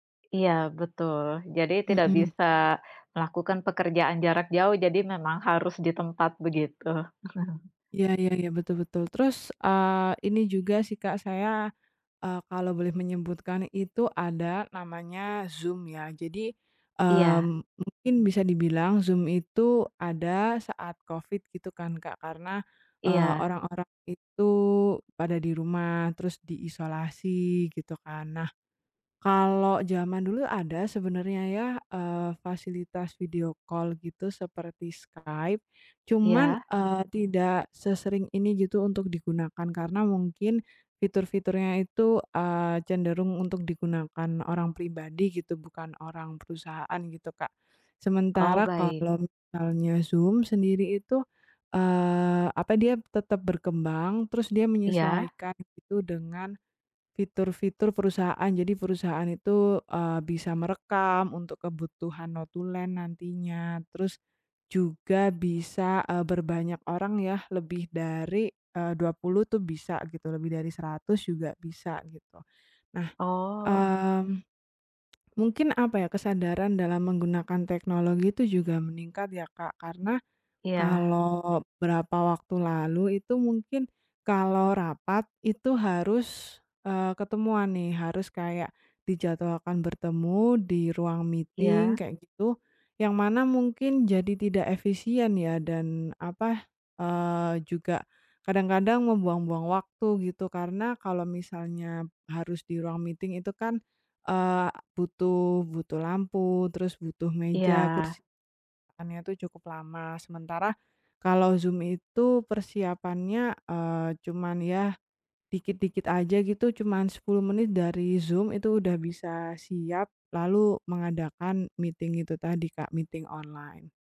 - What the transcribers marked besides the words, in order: tapping; chuckle; in English: "video call"; other background noise; in English: "meeting"; in English: "meeting"; in English: "meeting"; in English: "meeting online"
- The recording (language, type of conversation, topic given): Indonesian, unstructured, Bagaimana teknologi mengubah cara kita bekerja setiap hari?